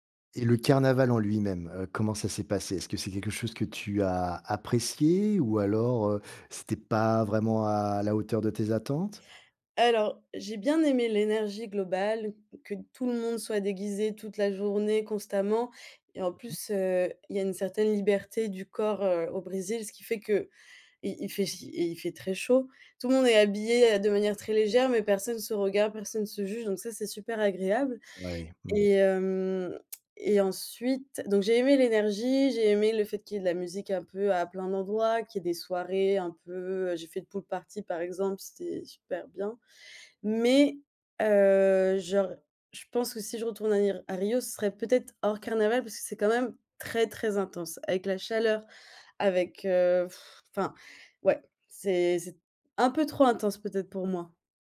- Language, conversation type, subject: French, podcast, Quel est le voyage le plus inoubliable que tu aies fait ?
- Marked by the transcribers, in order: unintelligible speech; tapping; in English: "pool party"; blowing